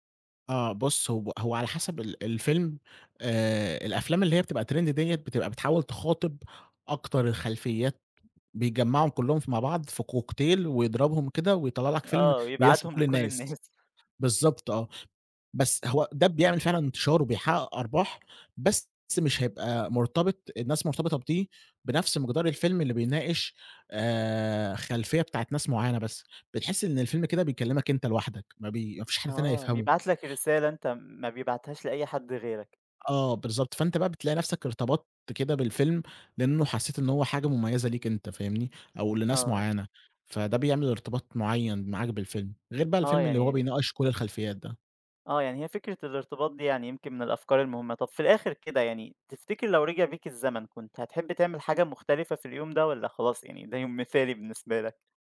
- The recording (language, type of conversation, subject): Arabic, podcast, تحب تحكيلنا عن تجربة في السينما عمرك ما تنساها؟
- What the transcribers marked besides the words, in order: in English: "Trend"; laughing while speaking: "الناس"